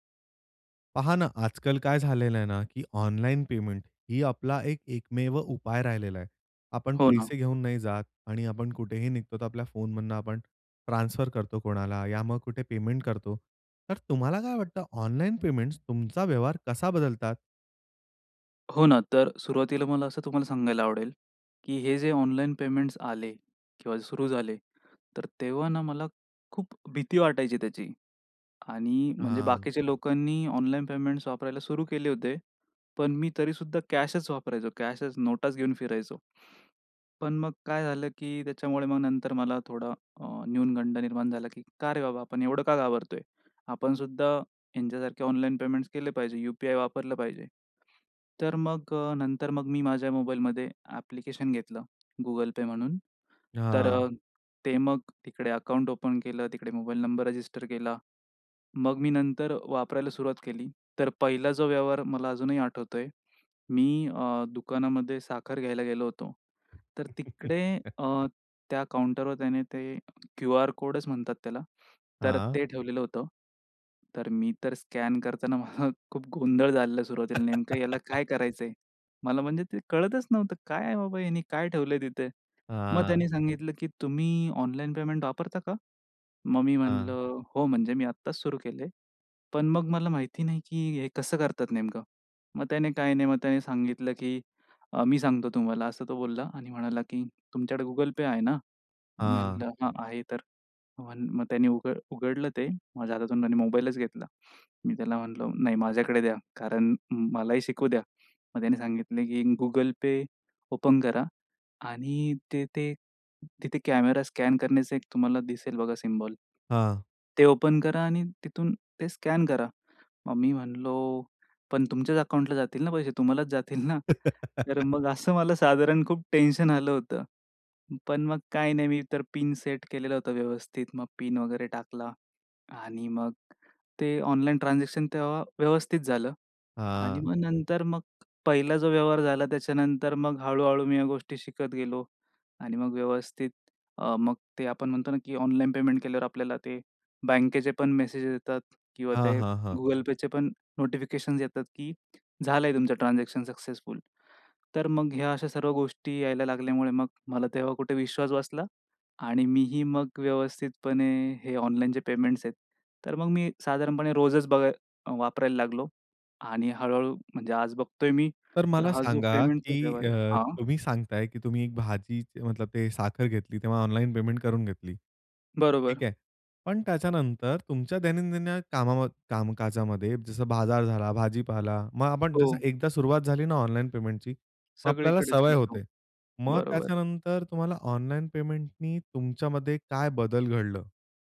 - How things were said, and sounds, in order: other background noise; in English: "ओपन"; laugh; tapping; laugh; in English: "ओपन"; other noise; in English: "ओपन"; "म्हणल" said as "म्हणलो"; laugh
- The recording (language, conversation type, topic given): Marathi, podcast, ऑनलाइन देयकांमुळे तुमचे व्यवहार कसे बदलले आहेत?